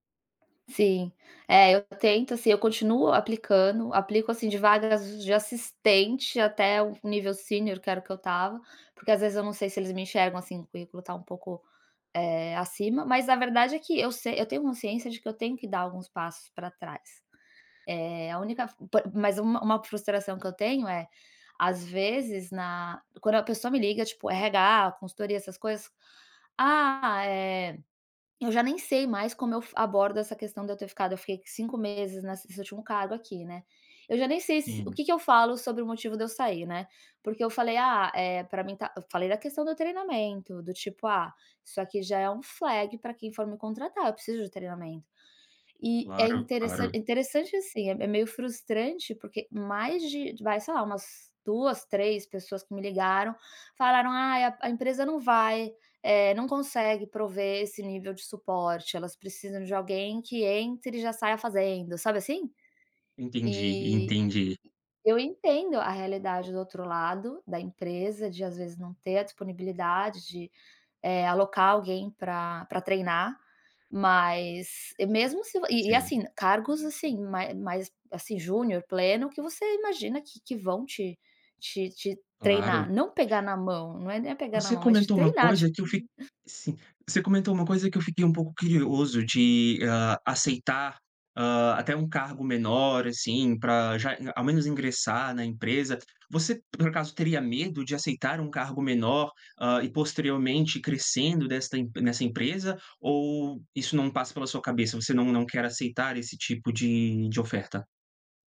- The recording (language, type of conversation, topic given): Portuguese, advice, Como lidar com a insegurança antes de uma entrevista de emprego?
- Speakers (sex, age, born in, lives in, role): female, 40-44, Brazil, United States, user; male, 30-34, Brazil, Portugal, advisor
- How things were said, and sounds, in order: other background noise; in English: "flag"; tapping; "curioso" said as "crioso"